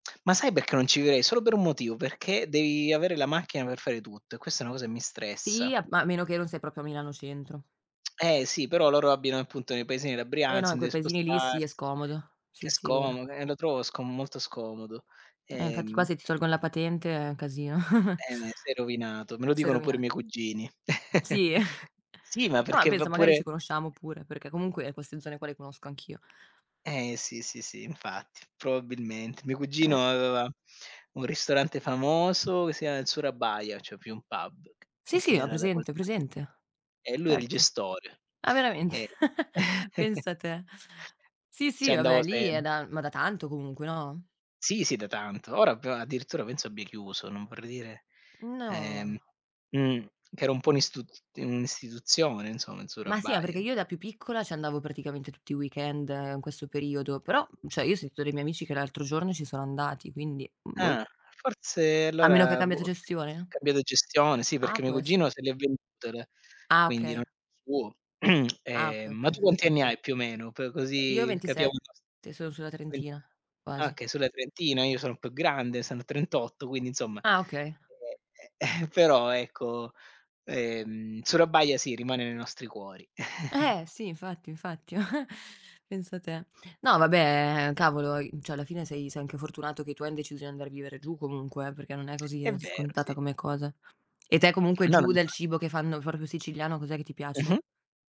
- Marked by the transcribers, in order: tapping; "proprio" said as "propio"; chuckle; snort; chuckle; other background noise; laugh; chuckle; throat clearing; unintelligible speech; chuckle; chuckle; "cioè" said as "ceh"; "proprio" said as "propio"
- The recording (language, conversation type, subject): Italian, unstructured, Qual è il tuo piatto preferito e perché?